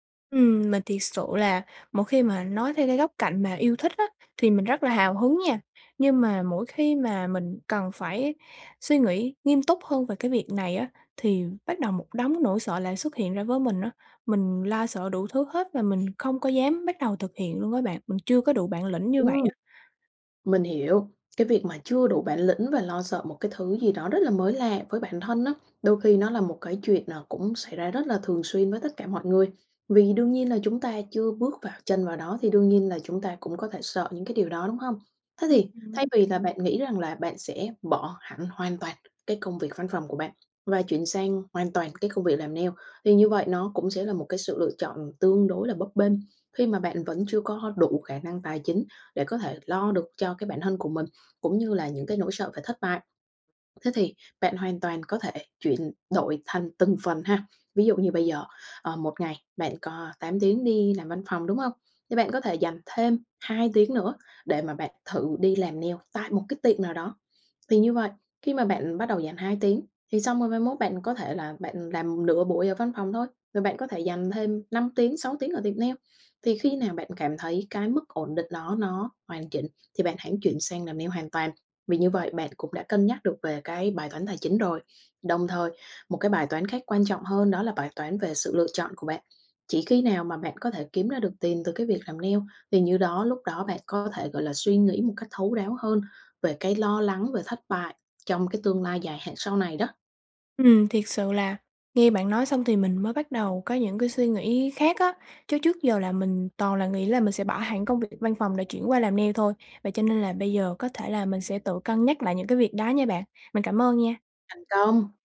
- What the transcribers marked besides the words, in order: tapping; in English: "nail"; "có" said as "hó"; in English: "nail"; in English: "nail"; in English: "nail"; in English: "nail"; in English: "nail"
- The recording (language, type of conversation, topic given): Vietnamese, advice, Bạn nên làm gì khi lo lắng về thất bại và rủi ro lúc bắt đầu khởi nghiệp?